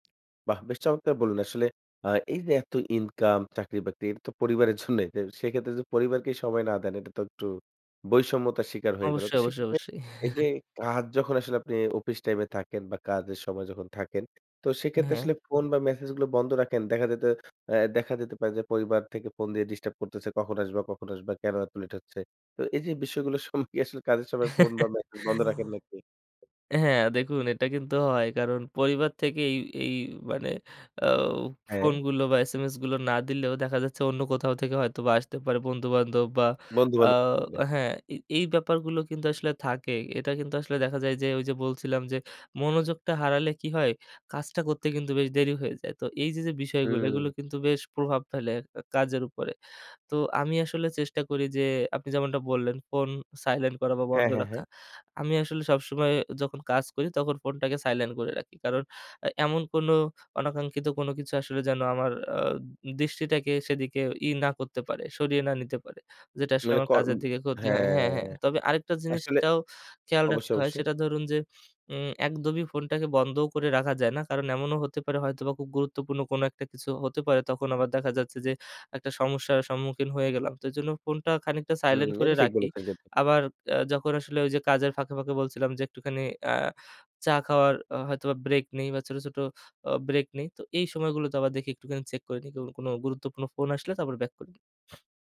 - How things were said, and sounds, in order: laughing while speaking: "জন্যই"; chuckle; chuckle; unintelligible speech; snort
- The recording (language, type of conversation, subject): Bengali, podcast, কাজ ও পরিবার কীভাবে সামলে রাখেন?